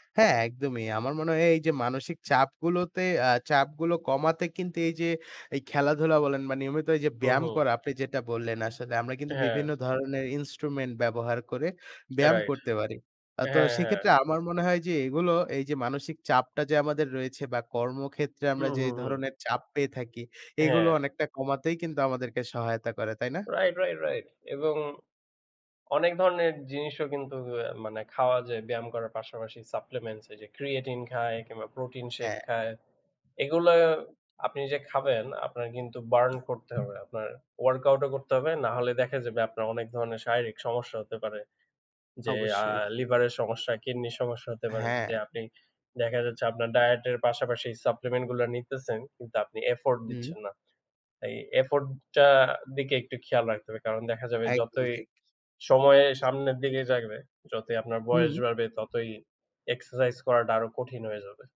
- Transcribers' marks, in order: tapping; other background noise
- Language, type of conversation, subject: Bengali, unstructured, আপনার কাছে নিয়মিত ব্যায়াম করা কেন কঠিন মনে হয়, আর আপনার জীবনে শরীরচর্চা কতটা গুরুত্বপূর্ণ?